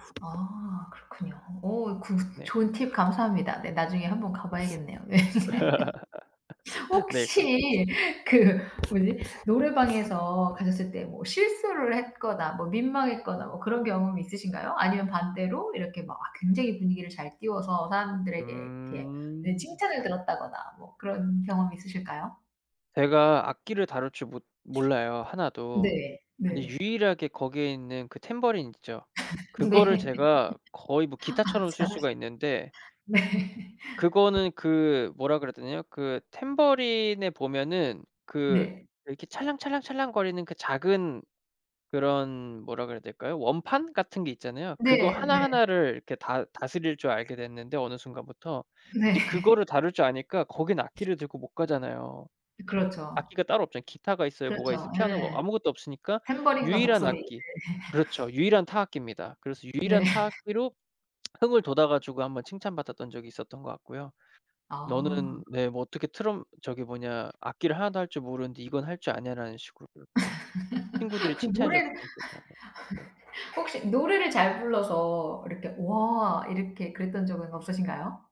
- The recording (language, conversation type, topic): Korean, podcast, 노래방에 가면 꼭 부르는 애창곡이 있나요?
- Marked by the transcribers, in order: tapping; other background noise; laugh; laughing while speaking: "예. 혹시 그"; laugh; laughing while speaking: "네. 아 잘하시"; laugh; laughing while speaking: "네"; laugh; laugh; laugh; lip smack; laugh; laugh